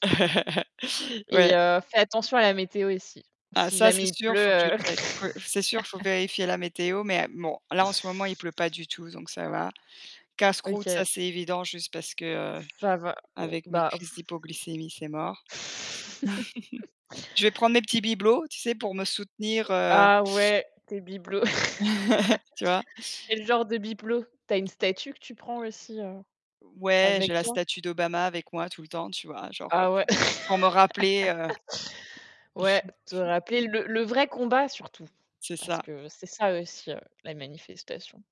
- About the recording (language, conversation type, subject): French, unstructured, Comment peut-on lutter contre le racisme au quotidien ?
- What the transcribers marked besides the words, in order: laugh; in English: "check"; laugh; tapping; blowing; laugh; laugh; other background noise; laugh; chuckle